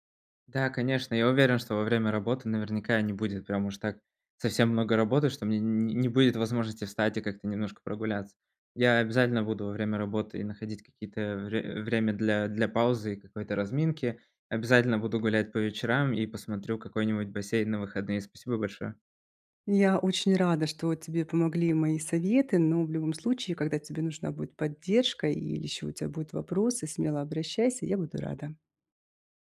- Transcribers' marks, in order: none
- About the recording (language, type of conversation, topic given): Russian, advice, Как сохранить привычку заниматься спортом при частых изменениях расписания?